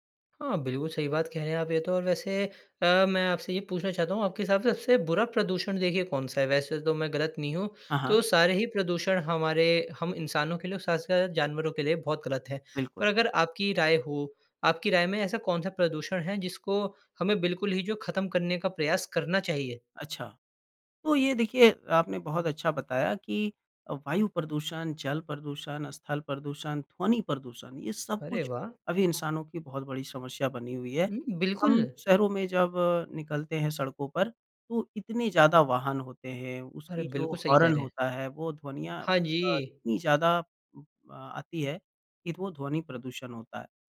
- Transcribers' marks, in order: in English: "हॉर्न"
- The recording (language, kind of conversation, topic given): Hindi, podcast, पर्यावरण बचाने के लिए आप कौन-से छोटे कदम सुझाएंगे?